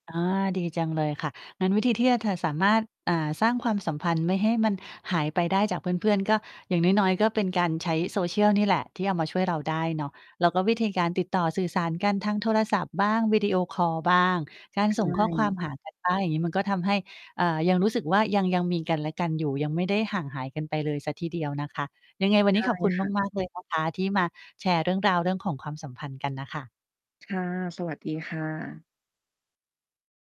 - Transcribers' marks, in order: other background noise; distorted speech
- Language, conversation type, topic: Thai, podcast, ทำอย่างไรให้ความสัมพันธ์ในการทำงานไม่จางหายไปตามเวลา?